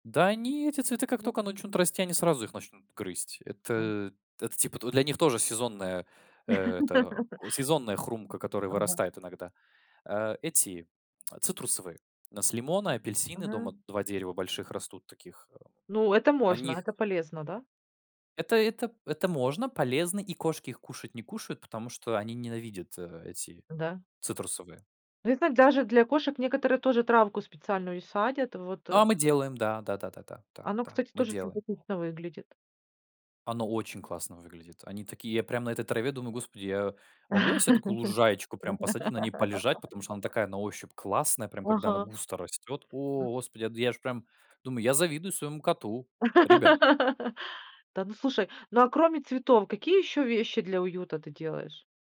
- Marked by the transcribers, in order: other background noise; other noise; laugh; tsk; tapping; laugh; laugh
- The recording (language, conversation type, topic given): Russian, podcast, Что ты делаешь, чтобы дома было уютно?